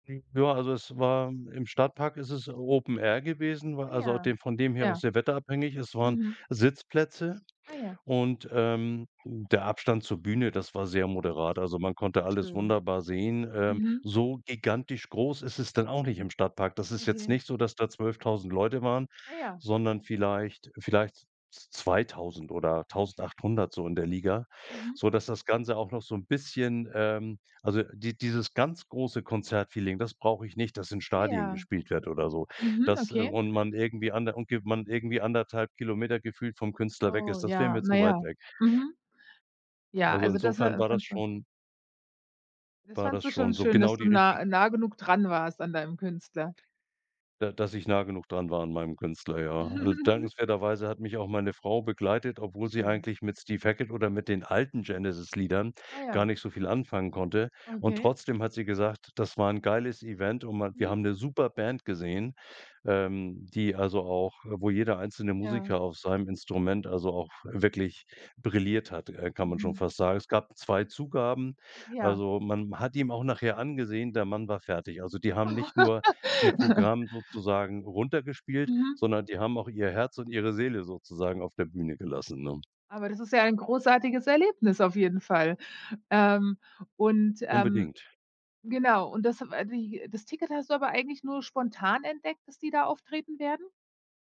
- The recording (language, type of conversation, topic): German, podcast, Welches Konzert hat dich besonders geprägt?
- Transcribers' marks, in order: tapping; other noise; chuckle; laugh